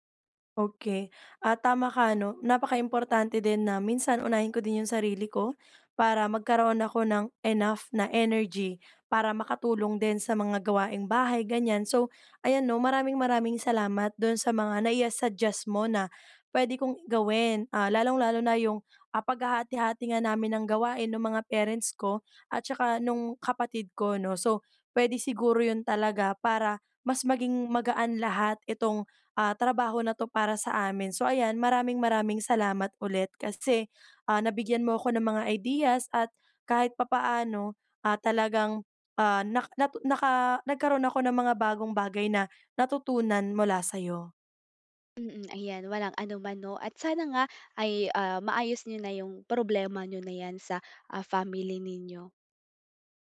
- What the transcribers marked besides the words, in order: none
- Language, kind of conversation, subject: Filipino, advice, Paano namin maayos at patas na maibabahagi ang mga responsibilidad sa aming pamilya?